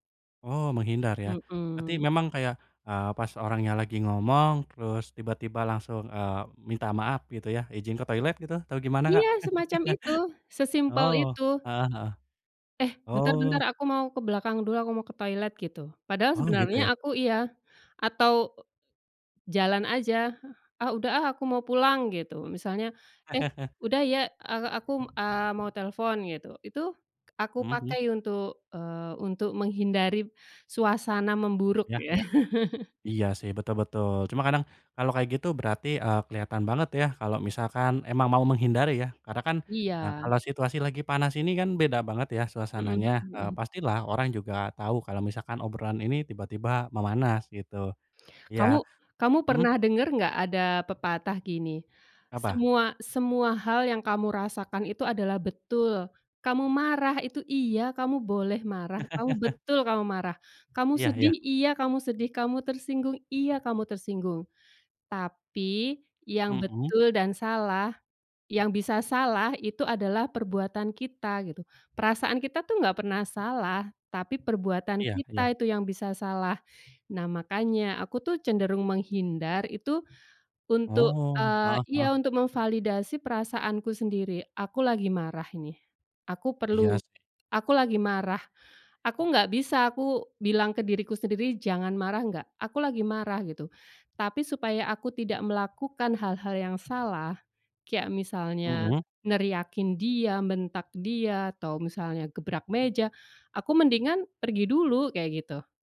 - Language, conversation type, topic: Indonesian, unstructured, Apa cara terbaik untuk menenangkan suasana saat argumen memanas?
- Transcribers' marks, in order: chuckle; other background noise; chuckle; tapping; chuckle; laugh; "kayak" said as "kiyak"